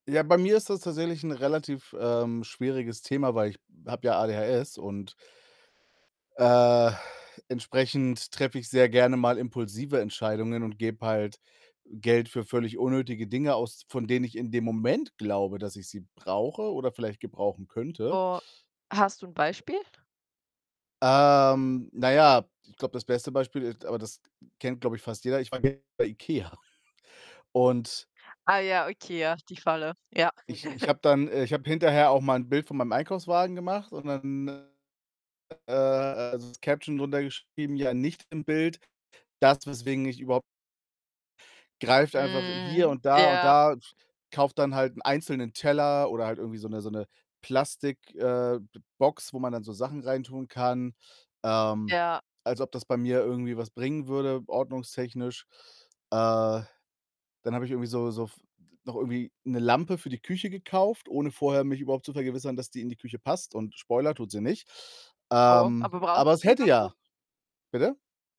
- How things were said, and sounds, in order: stressed: "Moment"; other background noise; drawn out: "Ähm"; distorted speech; chuckle; giggle
- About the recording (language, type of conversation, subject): German, unstructured, Wie entscheidest du, wofür du dein Geld ausgibst?